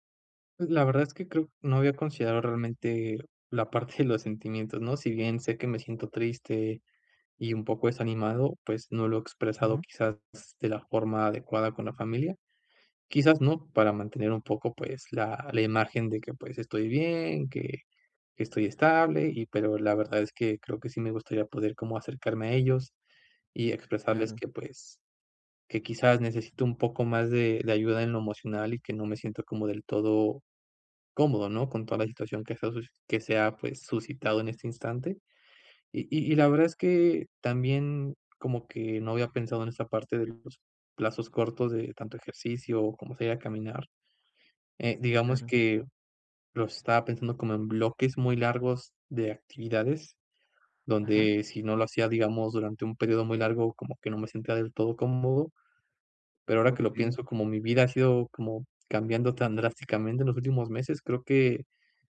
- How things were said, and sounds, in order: laughing while speaking: "de"
- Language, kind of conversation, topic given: Spanish, advice, ¿Cómo puedo manejar la incertidumbre durante una transición, como un cambio de trabajo o de vida?